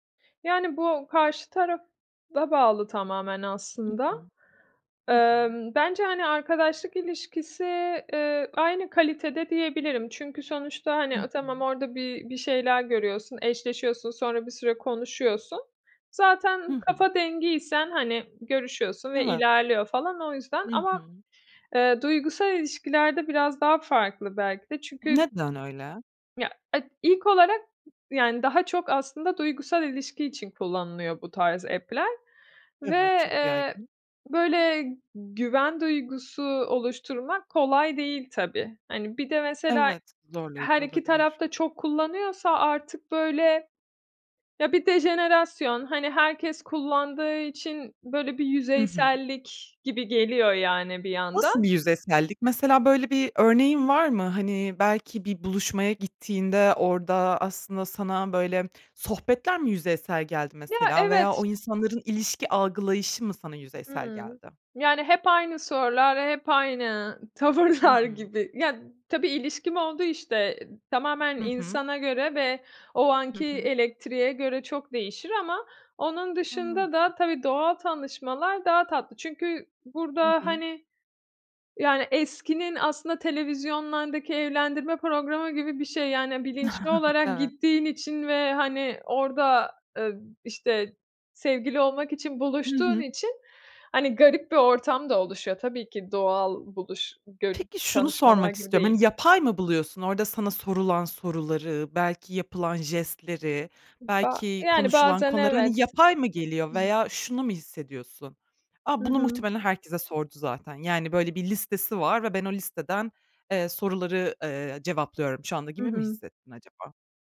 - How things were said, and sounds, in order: other background noise; in English: "app'ler"; laughing while speaking: "tavırlar"; chuckle; other noise
- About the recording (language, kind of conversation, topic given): Turkish, podcast, Teknoloji sosyal ilişkilerimizi nasıl etkiledi sence?